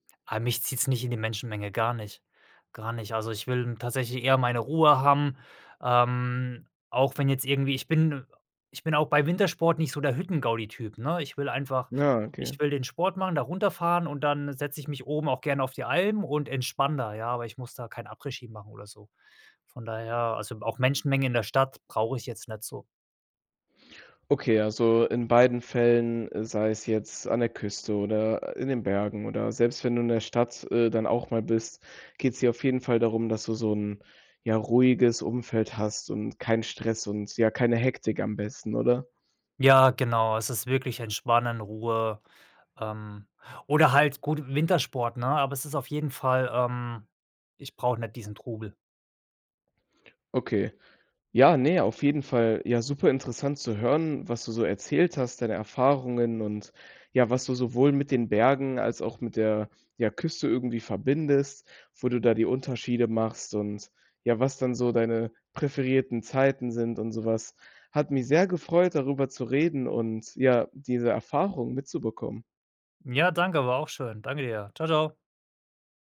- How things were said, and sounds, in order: none
- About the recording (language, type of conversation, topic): German, podcast, Was fasziniert dich mehr: die Berge oder die Küste?